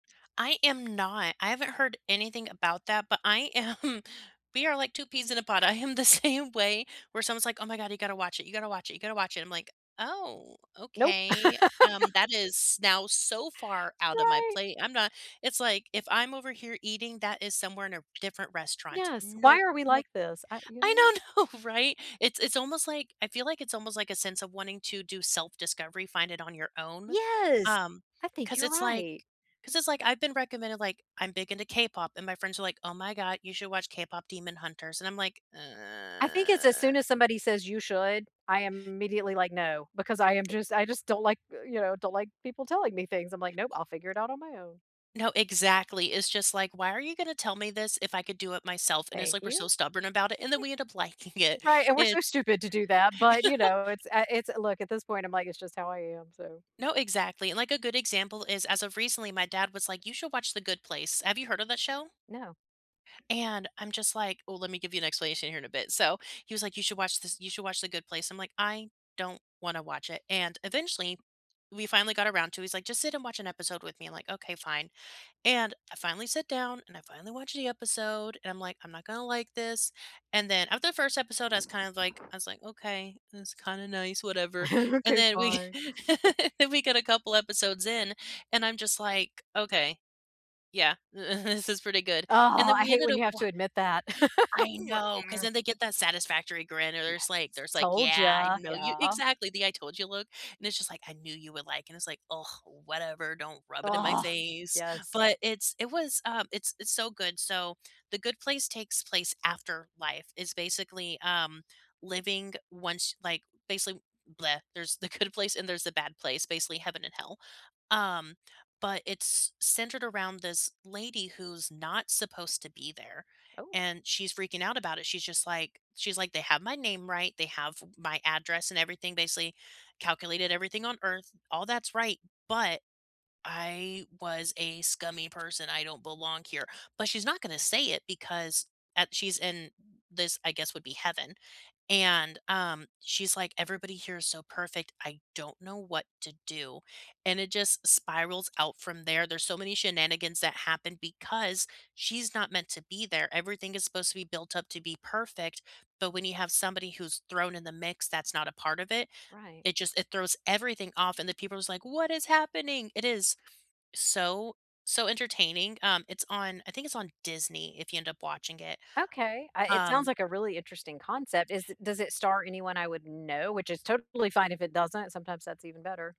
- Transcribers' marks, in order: laughing while speaking: "am"; laughing while speaking: "same"; laugh; laughing while speaking: "no"; stressed: "Yes"; put-on voice: "Oh my god, you should watch KPop Demon Hunters"; groan; laughing while speaking: "liking"; laugh; other background noise; chuckle; put-on voice: "Okay. Fine"; put-on voice: "Okay this kinda nice, whatever"; chuckle; angry: "Oh"; chuckle; laugh; grunt; put-on voice: "Yeah, I know you"; angry: "Ugh"; put-on voice: "I knew you would like it"; disgusted: "Ugh"; laughing while speaking: "the good"; tapping; put-on voice: "What is happening?"
- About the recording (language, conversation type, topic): English, unstructured, What streaming series unexpectedly had you binge-watching all night, and what moment or vibe hooked you?
- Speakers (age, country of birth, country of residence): 25-29, United States, United States; 50-54, United States, United States